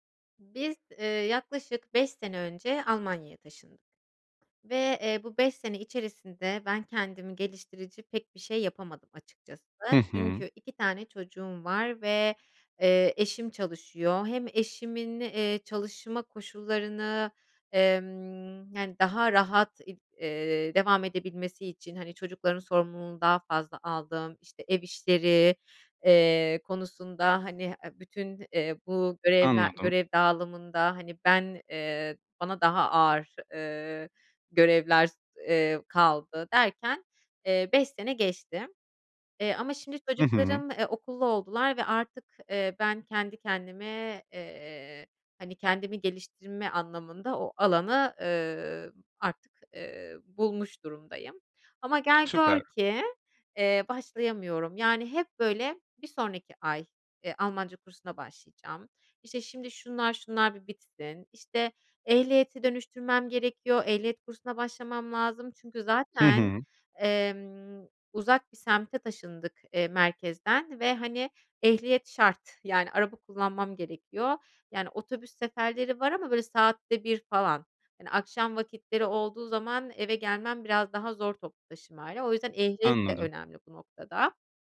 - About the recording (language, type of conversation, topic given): Turkish, advice, Görevleri sürekli bitiremiyor ve her şeyi erteliyorsam, okulda ve işte zorlanırken ne yapmalıyım?
- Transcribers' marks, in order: tapping; other background noise